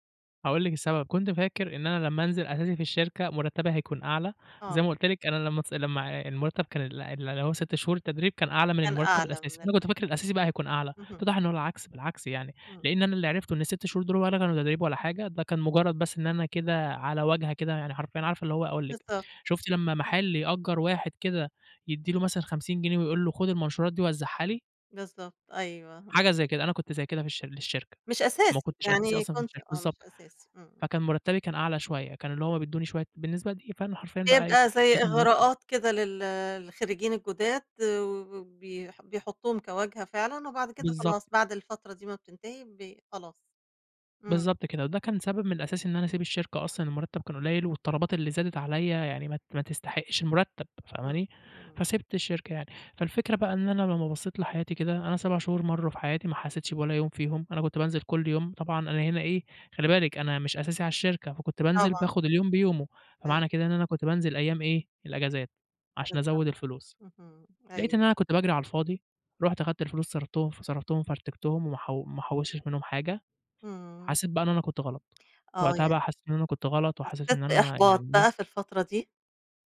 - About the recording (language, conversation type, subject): Arabic, podcast, كيف أثّرت تجربة الفشل على طموحك؟
- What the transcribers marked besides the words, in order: other background noise